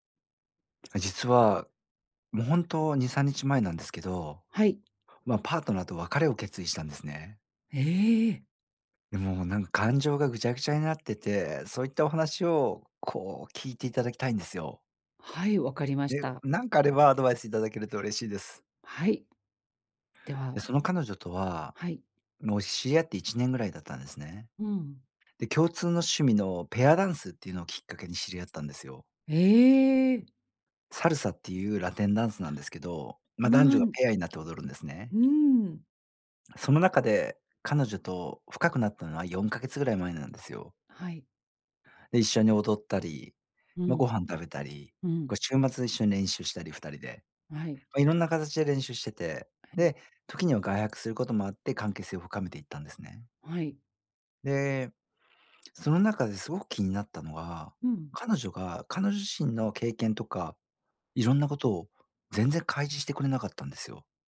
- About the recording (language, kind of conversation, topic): Japanese, advice, 引っ越しで生じた別れの寂しさを、どう受け止めて整理すればいいですか？
- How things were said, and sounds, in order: tapping